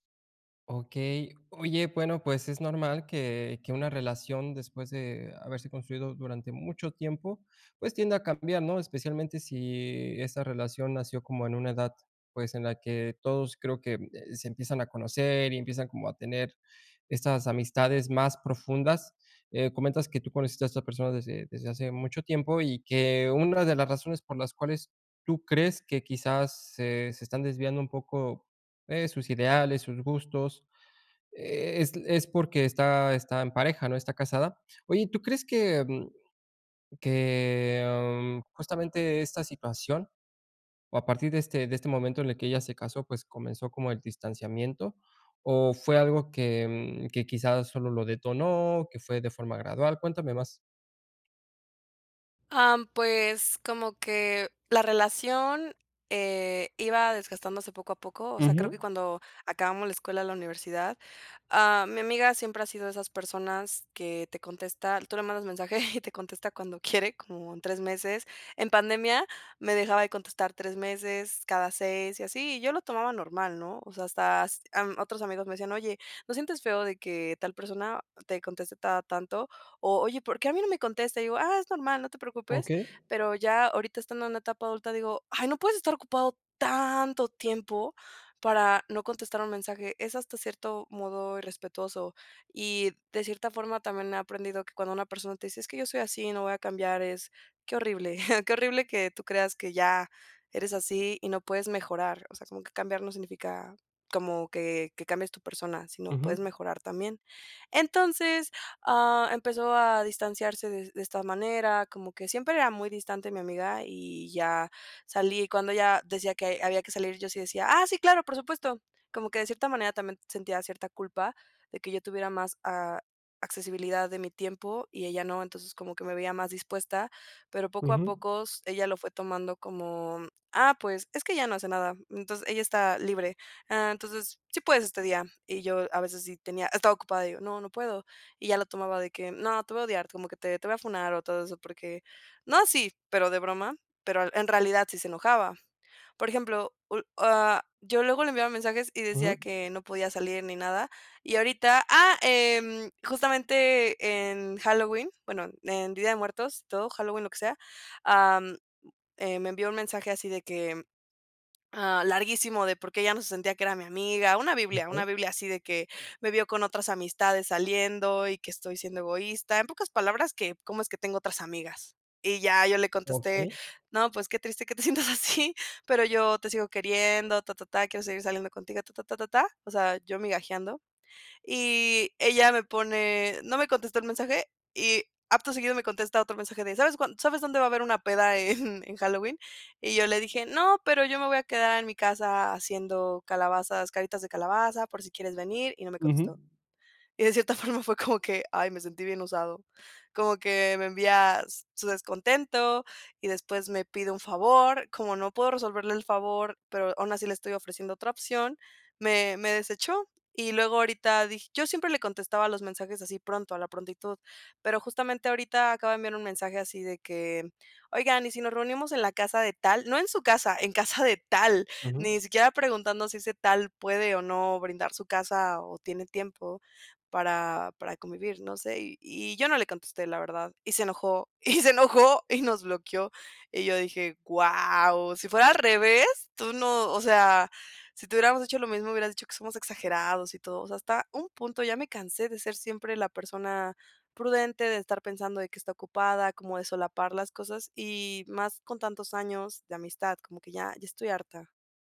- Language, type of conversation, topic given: Spanish, advice, ¿Cómo puedo equilibrar lo que doy y lo que recibo en mis amistades?
- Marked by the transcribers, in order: chuckle; chuckle; laughing while speaking: "sientas así"; chuckle; other background noise; laughing while speaking: "de cierta forma fue como que"; put-on voice: "y se enojó"; surprised: "guau"